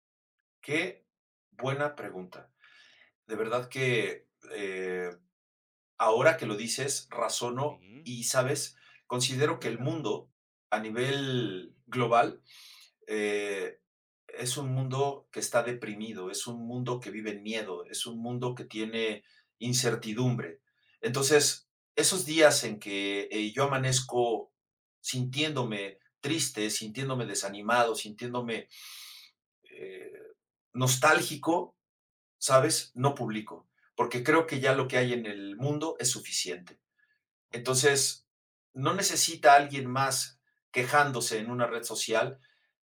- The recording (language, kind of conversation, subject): Spanish, podcast, ¿Qué te motiva a compartir tus creaciones públicamente?
- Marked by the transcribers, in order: inhale